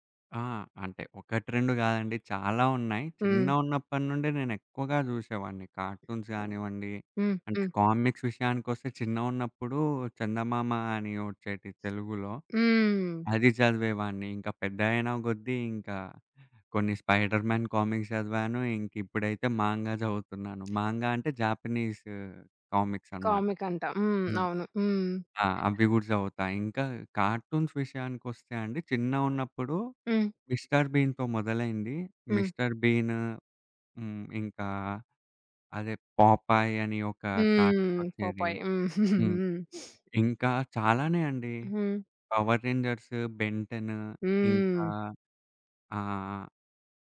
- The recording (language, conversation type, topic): Telugu, podcast, కామిక్స్ లేదా కార్టూన్‌లలో మీకు ఏది ఎక్కువగా నచ్చింది?
- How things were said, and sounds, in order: other background noise; in English: "కార్టూన్స్"; in English: "కామిక్స్"; in English: "'స్పైడర్‌మ్యాన్' కామిక్స్"; in English: "కామిక్"; in English: "మాంగా"; in English: "మాంగా"; in English: "జాపనీస్"; in English: "కార్టూన్స్"; in English: "మిస్టర్ బీన్‌తో"; giggle; in English: "పొపాయ్"; in English: "పవరేంజర్స్,' 'బెంటెన్"